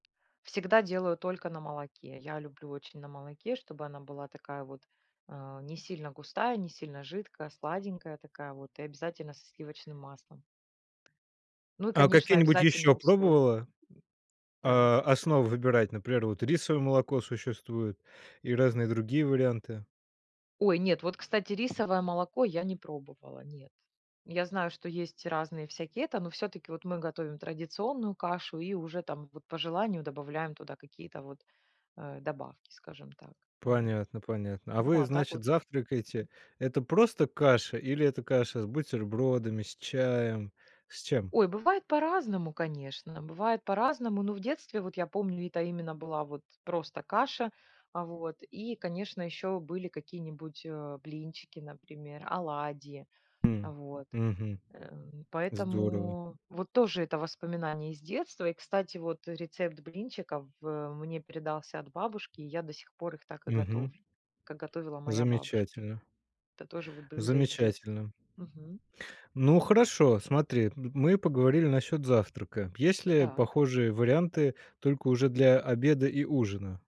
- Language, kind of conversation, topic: Russian, podcast, Какие блюда напоминают тебе детство?
- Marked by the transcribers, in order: tapping; other background noise